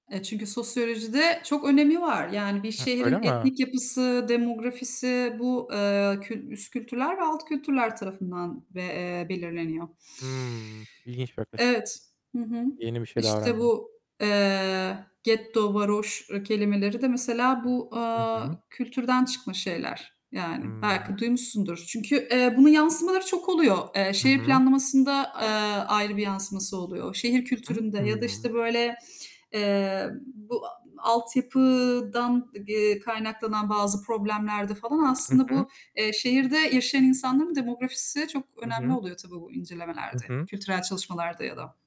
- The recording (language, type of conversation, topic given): Turkish, unstructured, Kültürler arasında seni en çok şaşırtan gelenek hangisiydi?
- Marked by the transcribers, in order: other background noise; distorted speech